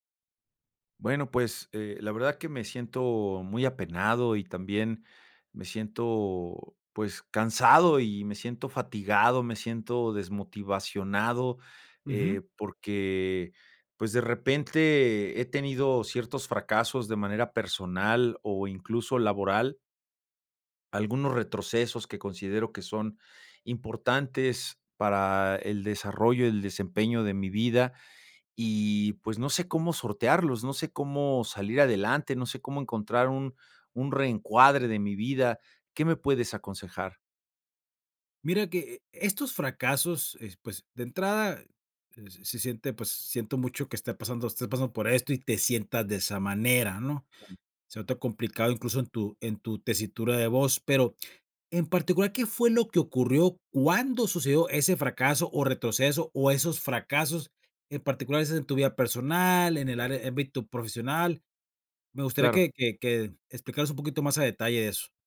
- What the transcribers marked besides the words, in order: "desmotivado" said as "desmotivacionado"; other background noise
- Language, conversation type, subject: Spanish, advice, ¿Cómo puedo manejar la fatiga y la desmotivación después de un fracaso o un retroceso?